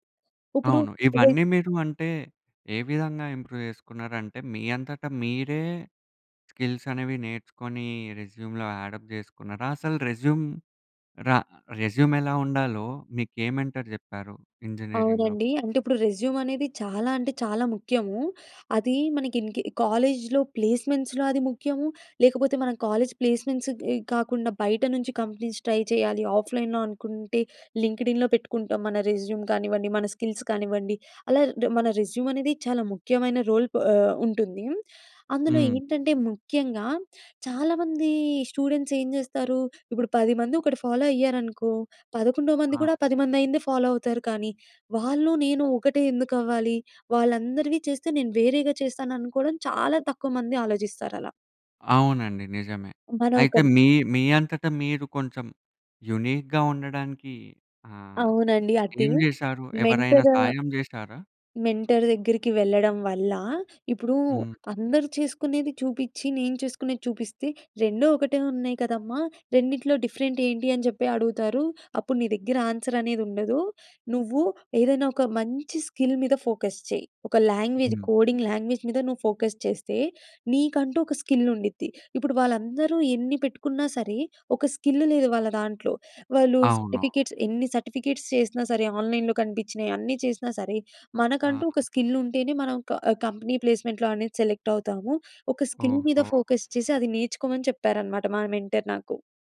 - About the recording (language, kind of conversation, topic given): Telugu, podcast, నువ్వు మెంటర్‌ను ఎలాంటి ప్రశ్నలు అడుగుతావు?
- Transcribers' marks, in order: other background noise; in English: "ఇంప్రూవ్"; in English: "స్కిల్స్"; in English: "రెస్యూమ్‌లో అడ్ అప్"; in English: "రెస్యూమ్ ర రెస్యూమ్"; in English: "మెంటర్"; in English: "ఇంజినీరింగ్‌లో?"; in English: "రెజ్యూమ్"; in English: "కాలేజ్‌లో ప్లేస్మెంట్స్‌లో"; in English: "కాలేజ్ ప్లేస్మెంట్స్"; in English: "కంపెనీస్ ట్రై"; in English: "ఆఫ్లైన్‌లో"; in English: "లింక్‌డ్ ఇన్‌లో"; in English: "రెజ్యూమ్"; in English: "స్కిల్స్"; in English: "రెజ్యూమ్"; in English: "రోల్"; in English: "స్టూడెంట్స్"; in English: "ఫాలో"; in English: "ఫాలో"; in English: "యూనిక్‌గా"; in English: "మెంటర్, మెంటర్"; in English: "డిఫరెంట్"; in English: "ఆన్సర్"; in English: "స్కిల్"; in English: "ఫోకస్"; in English: "లాంగ్వేజ్ కోడింగ్ లాంగ్వేజ్"; in English: "ఫోకస్"; in English: "స్కిల్"; in English: "స్కిల్"; in English: "సర్టిఫికేట్స్"; in English: "సర్టిఫికేట్స్"; in English: "ఆన్‌లైన్‌లో"; in English: "స్కిల్"; in English: "కంపెనీ ప్లేస్మెంట్‌లో"; in English: "సెలెక్ట్"; in English: "స్కిల్"; in English: "ఫోకస్"; in English: "మెంటర్"